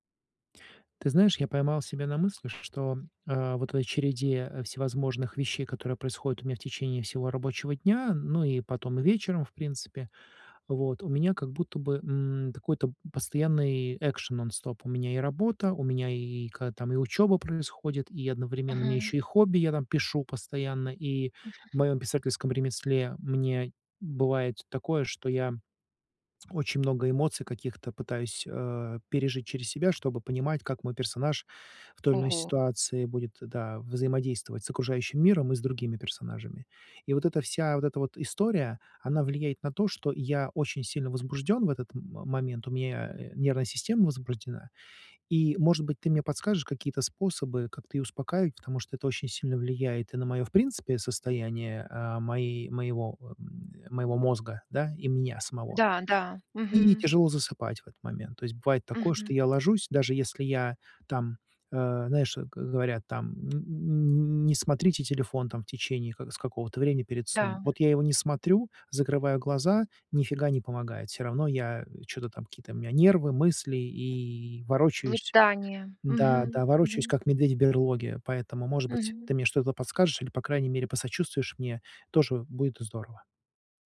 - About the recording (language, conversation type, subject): Russian, advice, Как создать спокойную вечернюю рутину, чтобы лучше расслабляться?
- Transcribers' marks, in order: unintelligible speech; drawn out: "и"